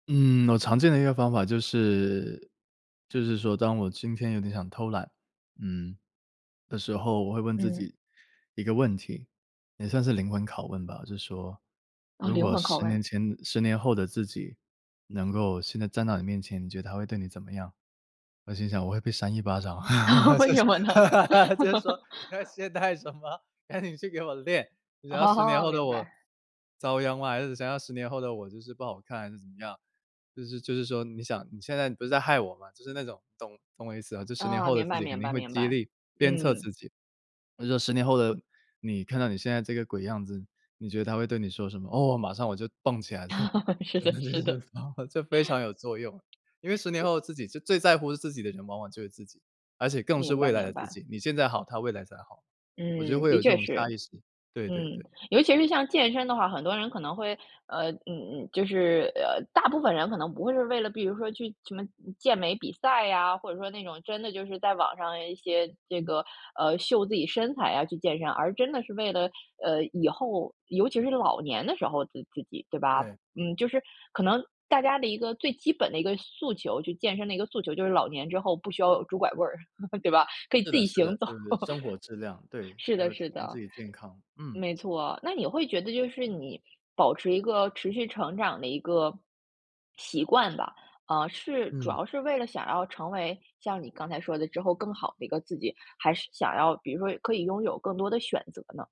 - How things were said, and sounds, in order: other background noise; laugh; laughing while speaking: "我就是 就是说你在懈怠什么，赶紧去给我练"; laughing while speaking: "为什么呢？"; laugh; laughing while speaking: "就"; unintelligible speech; laugh; laughing while speaking: "是的，是的"; chuckle; laughing while speaking: "行走"
- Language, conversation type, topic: Chinese, podcast, 你如何保持持续成长的动力？
- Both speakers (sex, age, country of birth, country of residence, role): female, 35-39, China, United States, host; male, 30-34, China, United States, guest